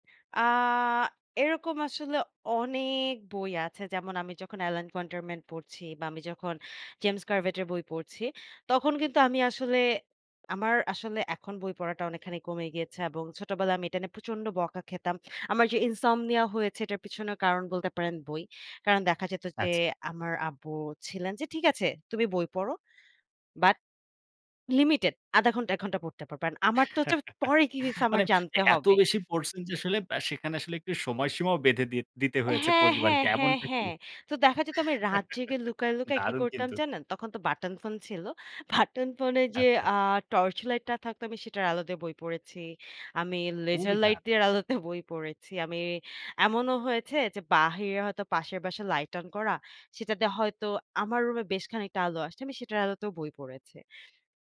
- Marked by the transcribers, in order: in English: "But"; in English: "And"; laugh; laugh
- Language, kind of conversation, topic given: Bengali, podcast, কোন বই পড়লে আপনি অন্য জগতে চলে যান?